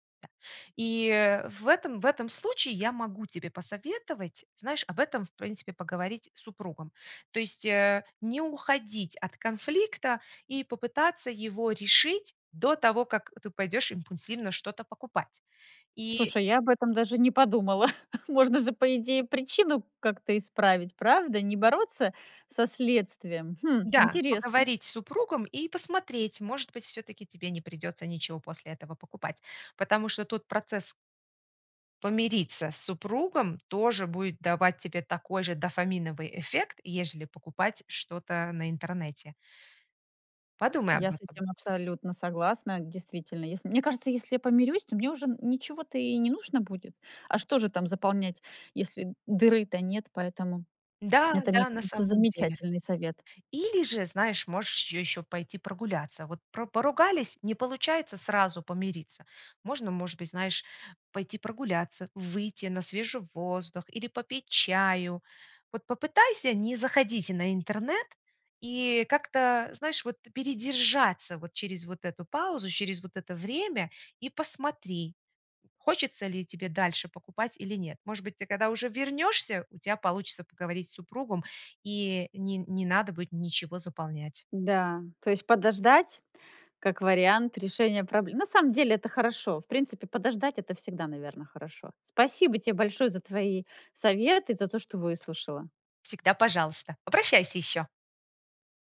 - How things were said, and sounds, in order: other background noise; chuckle; tapping
- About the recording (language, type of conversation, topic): Russian, advice, Какие импульсивные покупки вы делаете и о каких из них потом жалеете?